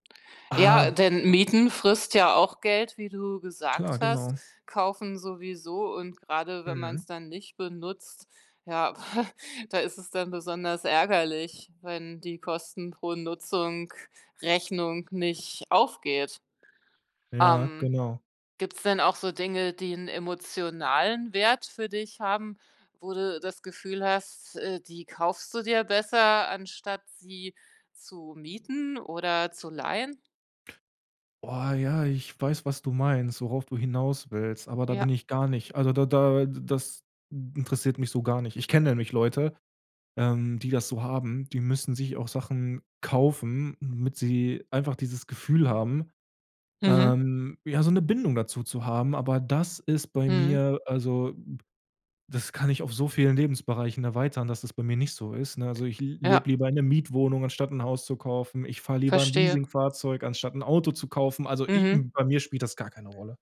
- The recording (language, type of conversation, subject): German, podcast, Wie probierst du neue Dinge aus, ohne gleich alles zu kaufen?
- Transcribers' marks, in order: chuckle